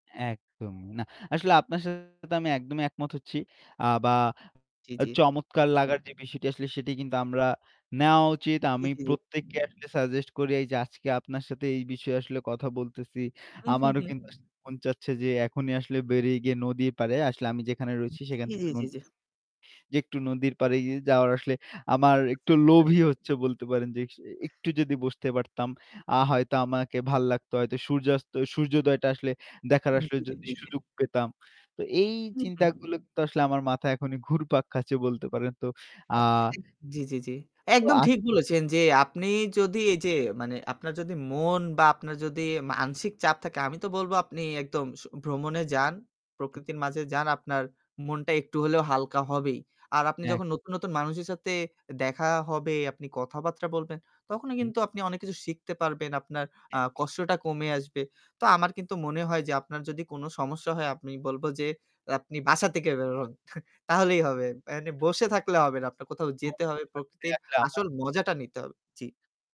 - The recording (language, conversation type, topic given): Bengali, unstructured, প্রকৃতির মাঝে সময় কাটালে আপনার কেমন লাগে?
- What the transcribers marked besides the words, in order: distorted speech; other background noise; tapping; chuckle; static; unintelligible speech